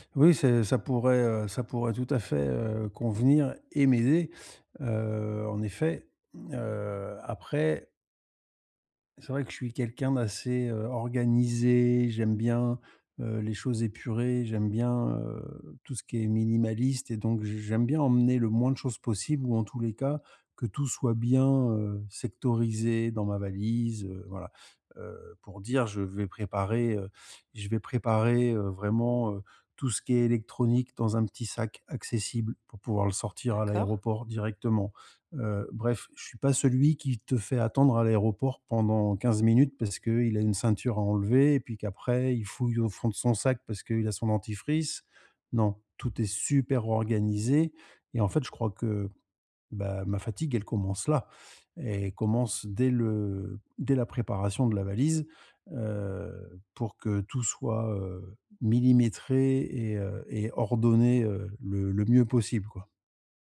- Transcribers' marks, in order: none
- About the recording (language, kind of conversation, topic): French, advice, Comment gérer la fatigue et les imprévus en voyage ?